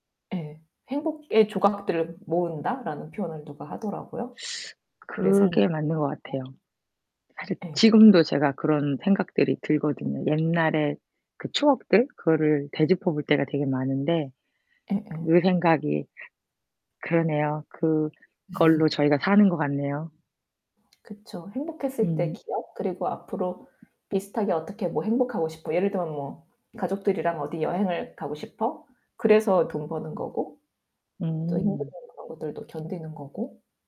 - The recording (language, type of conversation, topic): Korean, unstructured, 돈이 많으면 정말 행복할까요?
- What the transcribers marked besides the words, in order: teeth sucking; unintelligible speech; laugh; other background noise; distorted speech